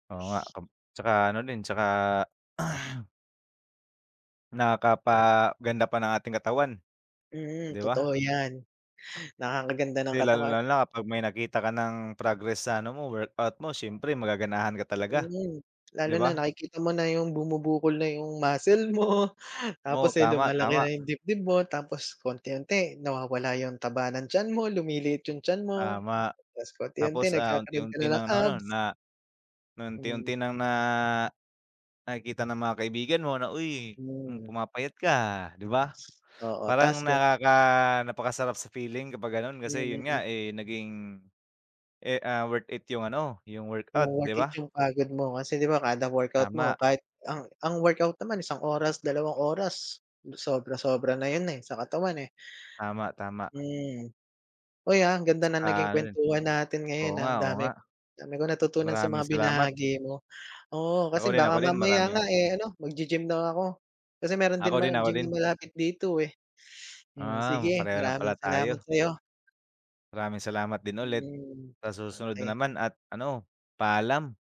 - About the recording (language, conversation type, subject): Filipino, unstructured, Paano mo pinananatili ang disiplina sa regular na pag-eehersisyo?
- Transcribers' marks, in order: throat clearing; in English: "worth it"